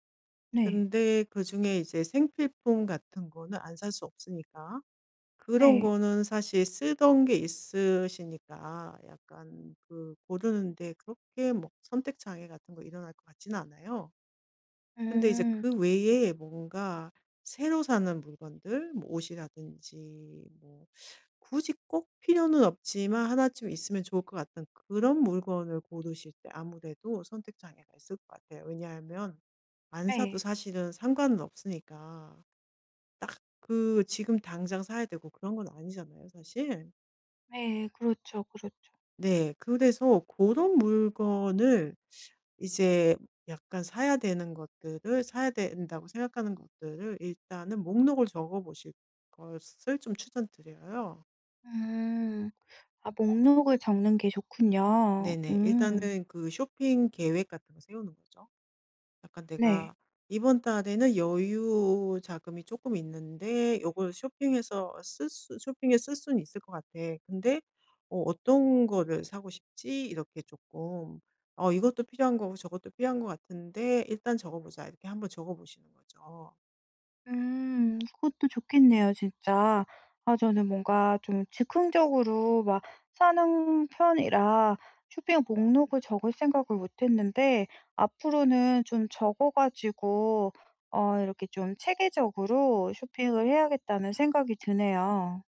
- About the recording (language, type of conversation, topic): Korean, advice, 쇼핑 스트레스를 줄이면서 효율적으로 물건을 사려면 어떻게 해야 하나요?
- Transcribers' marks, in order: other background noise